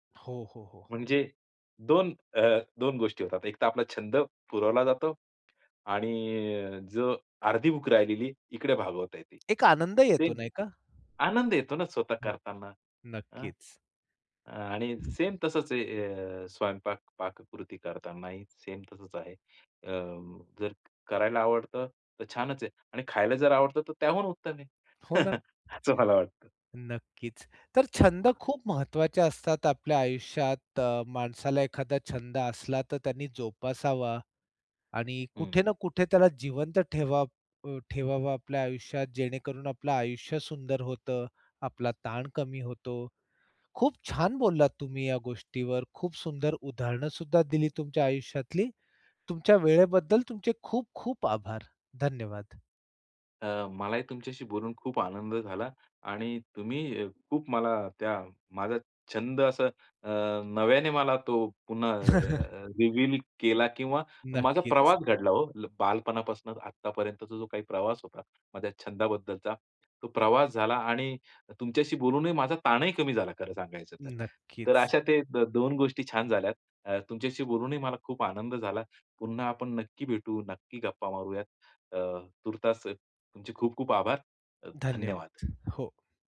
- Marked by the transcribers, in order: tapping; other background noise; chuckle; laughing while speaking: "असं मला वाटतं"; other noise; in English: "रिव्हील"; chuckle
- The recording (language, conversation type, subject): Marathi, podcast, तणावात तुम्हाला कोणता छंद मदत करतो?
- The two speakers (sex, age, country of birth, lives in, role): male, 45-49, India, India, host; male, 50-54, India, India, guest